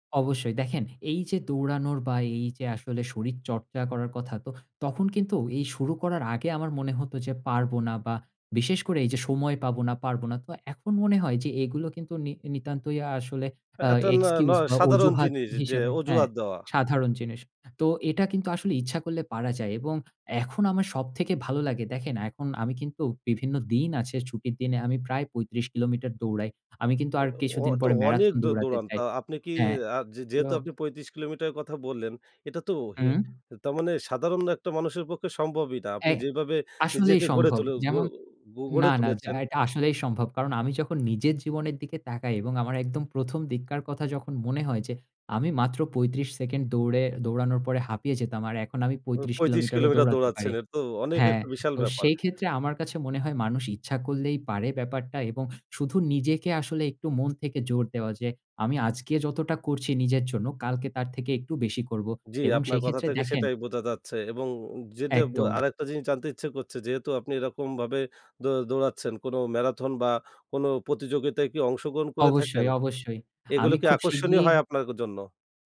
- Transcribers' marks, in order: in English: "এক্সকিউজ"; "আপনার" said as "আপনাগো"
- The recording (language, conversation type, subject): Bengali, podcast, তুমি কীভাবে নিয়মিত হাঁটা বা ব্যায়াম চালিয়ে যাও?
- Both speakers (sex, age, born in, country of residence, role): male, 25-29, Bangladesh, Bangladesh, host; male, 30-34, Bangladesh, Finland, guest